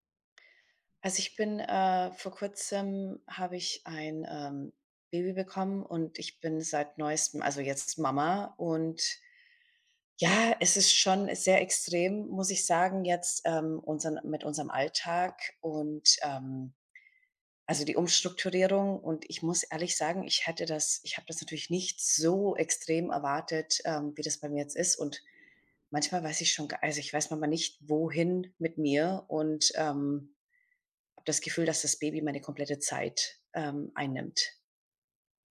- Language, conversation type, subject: German, advice, Wie ist es, Eltern zu werden und den Alltag radikal neu zu strukturieren?
- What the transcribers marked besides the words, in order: stressed: "so"